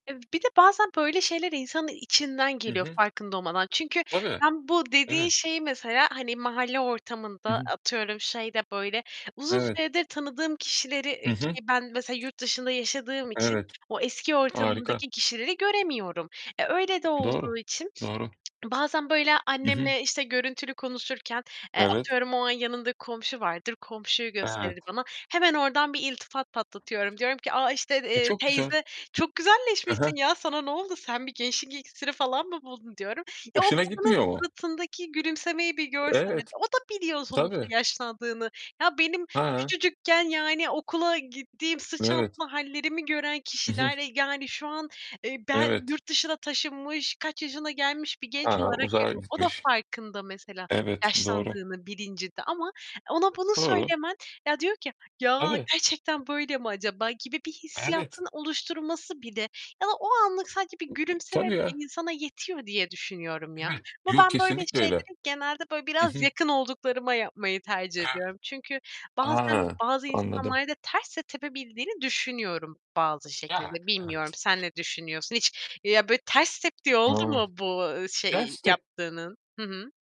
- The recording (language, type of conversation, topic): Turkish, unstructured, Hayatında seni mutlu eden küçük şeyler nelerdir?
- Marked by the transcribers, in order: other background noise; tapping; distorted speech